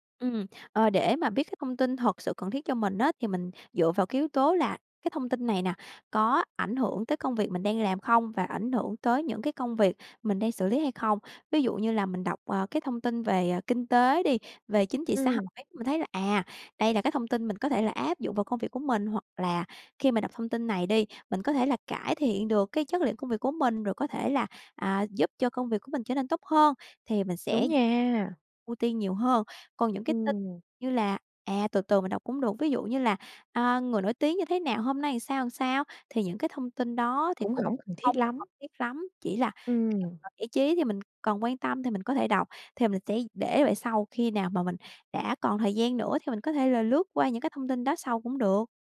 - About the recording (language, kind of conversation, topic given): Vietnamese, podcast, Bạn đối phó với quá tải thông tin ra sao?
- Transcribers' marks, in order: "làm" said as "ừn"; "làm" said as "ừn"